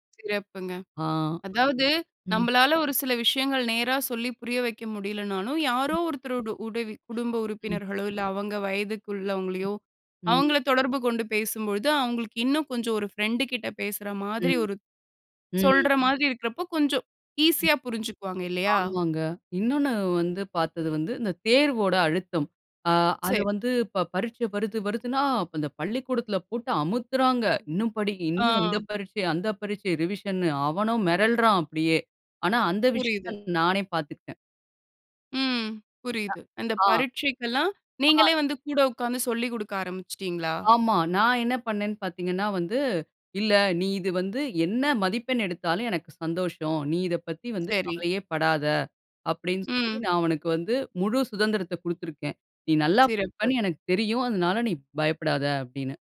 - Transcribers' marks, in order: other background noise; other noise; "உதவி" said as "உடவி"; in English: "ரிவிஷன்னு"
- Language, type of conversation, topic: Tamil, podcast, பிள்ளைகளுக்கு முதலில் எந்த மதிப்புகளை கற்றுக்கொடுக்க வேண்டும்?